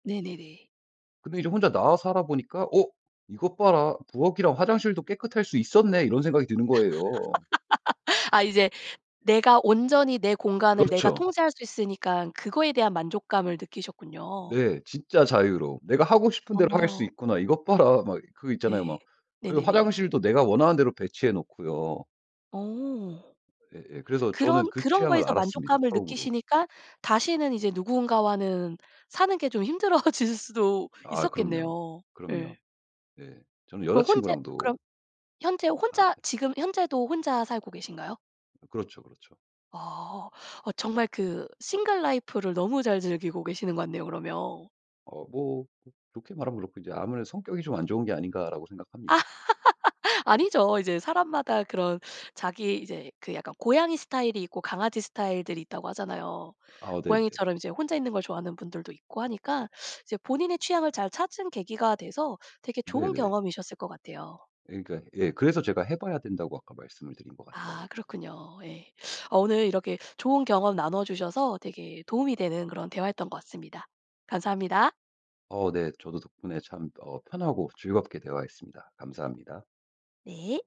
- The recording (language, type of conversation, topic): Korean, podcast, 집을 떠나 독립했을 때 기분은 어땠어?
- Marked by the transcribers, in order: laugh; laughing while speaking: "힘들어지실 수도"; laugh